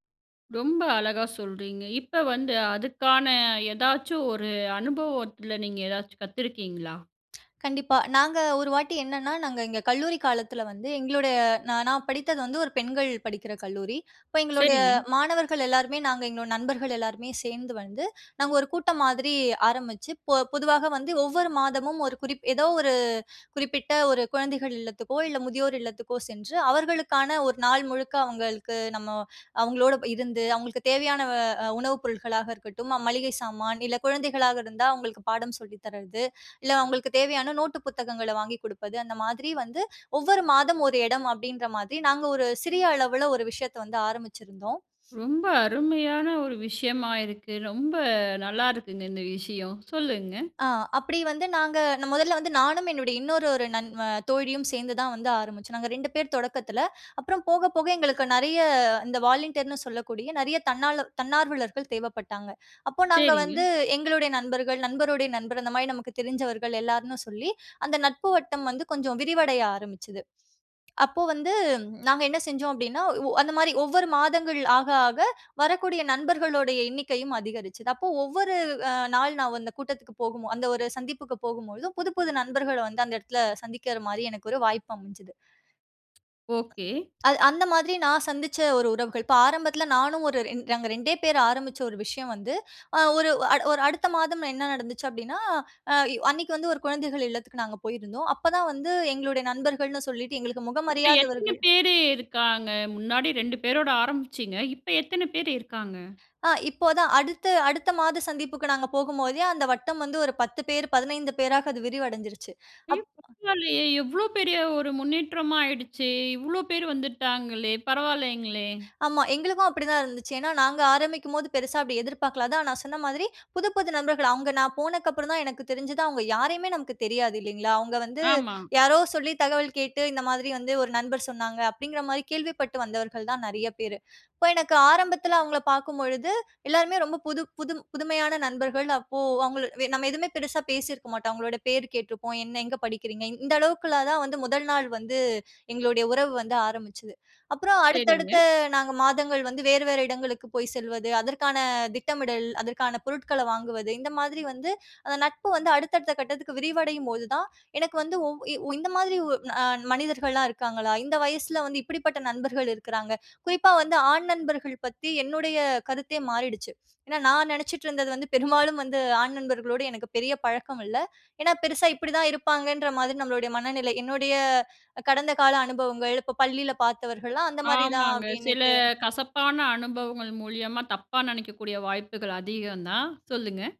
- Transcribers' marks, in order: other background noise; other noise; in English: "வாலண்டியர்ன்"
- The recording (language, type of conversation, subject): Tamil, podcast, புதிய இடத்தில் உண்மையான உறவுகளை எப்படிச் தொடங்கினீர்கள்?